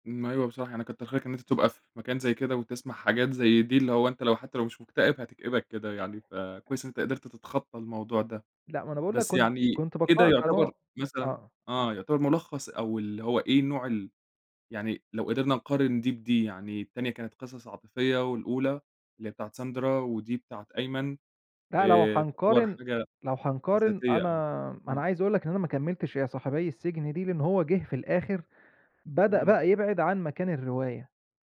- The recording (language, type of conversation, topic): Arabic, podcast, إيه نوع الكتب اللي بتشدّك وبتخليك تكمّلها للآخر، وليه؟
- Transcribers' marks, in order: other noise; other background noise